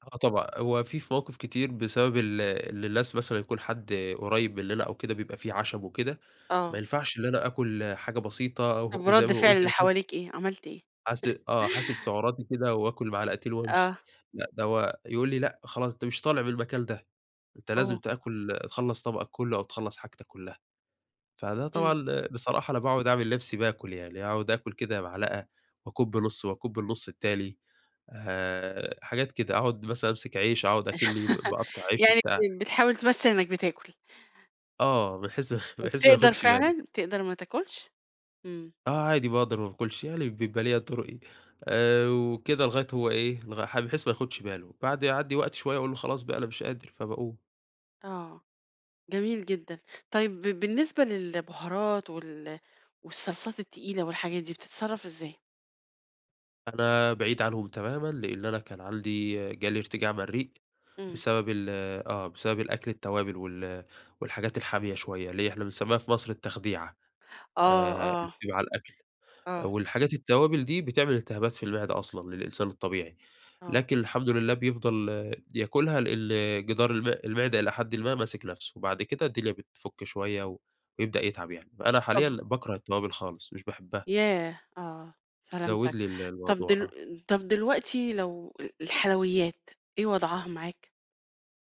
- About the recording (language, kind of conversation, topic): Arabic, podcast, كيف بتاكل أكل صحي من غير ما تجوّع نفسك؟
- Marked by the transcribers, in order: chuckle; laugh; laughing while speaking: "بحيث"; chuckle; tapping; unintelligible speech